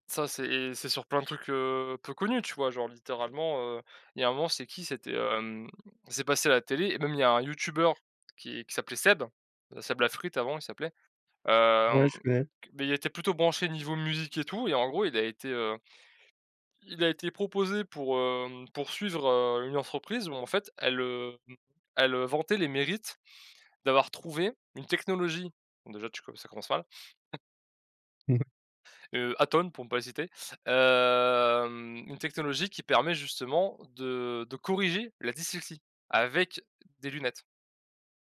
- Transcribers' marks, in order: other noise; drawn out: "hem"
- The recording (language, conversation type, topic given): French, unstructured, Comment la technologie peut-elle aider à combattre les fausses informations ?